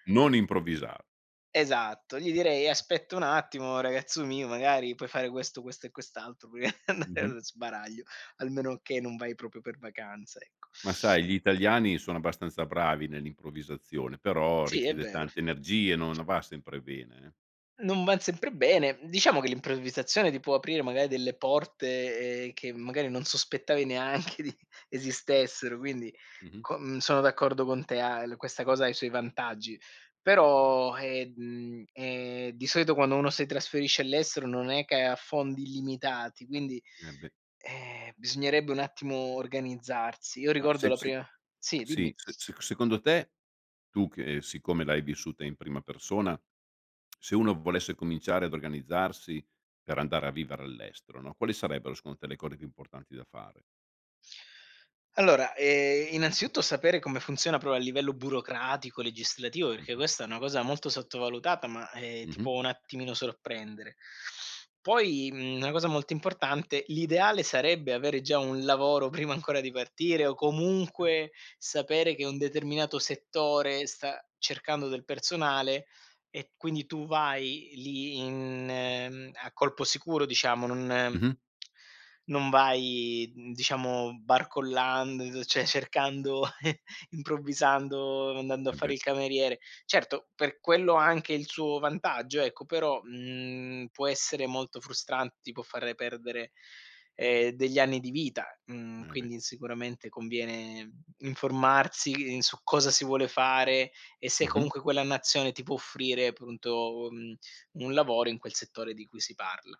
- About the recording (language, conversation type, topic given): Italian, podcast, Che consigli daresti a chi vuole cominciare oggi?
- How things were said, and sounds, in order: tapping; chuckle; laughing while speaking: "di andare allo"; other background noise; "sempre" said as "zempre"; laughing while speaking: "neanche di"; "cose" said as "core"; tongue click; chuckle